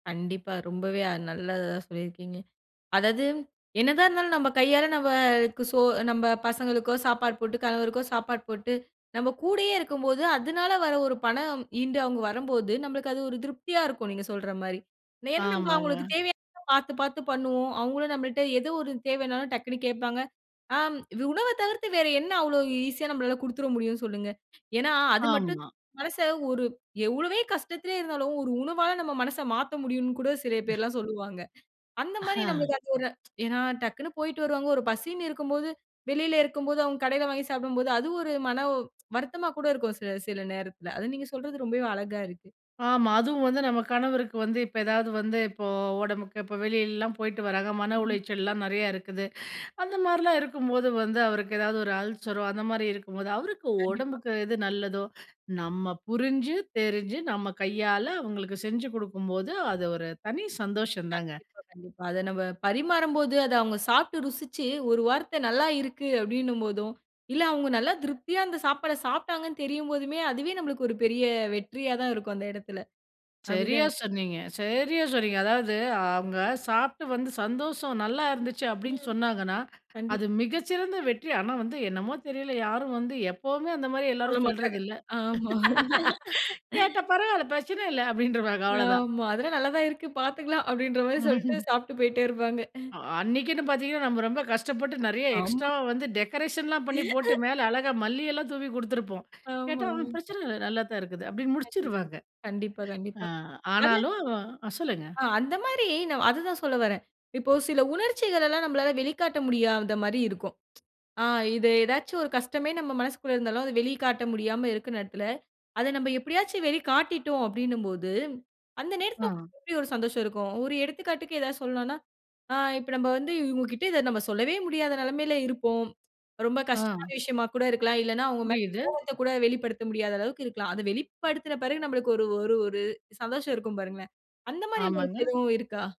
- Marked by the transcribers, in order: other noise; inhale; tsk; inhale; laugh; inhale; laughing while speaking: "ஆமா, அதெல்லாம் நல்லா தான் இருக்கு பாத்துக்கலாம், அப்படின்ற மாரி சொல்லிட்டு சாப்பிட்டு போயிட்டே இருப்பாங்க"; laugh; in English: "டெக்கரேஷன்லாம்"; unintelligible speech; inhale; tsk
- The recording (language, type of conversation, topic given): Tamil, podcast, வெற்றி என்பதில் குடும்ப நலம், பணம், மனஅமைதி ஆகியவற்றில் உங்களுக்குப் பிரதானமானது எது?